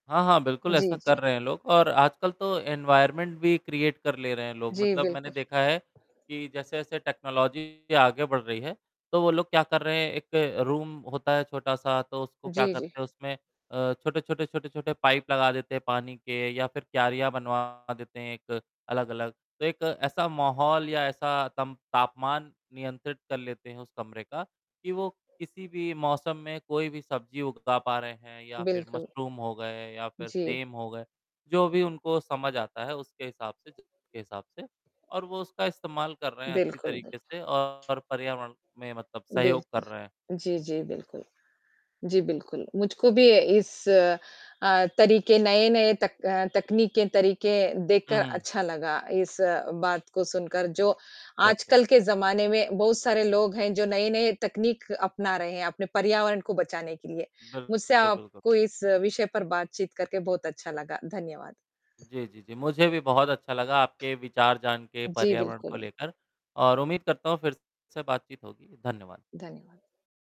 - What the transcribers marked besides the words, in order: static; in English: "एनवायरनमेंट"; in English: "क्रिएट"; distorted speech; in English: "टेक्नोलॉजी"; in English: "रूम"; alarm; tapping; horn
- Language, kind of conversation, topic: Hindi, unstructured, हमारे पर्यावरण को बचाने के लिए सबसे ज़रूरी कदम क्या हैं?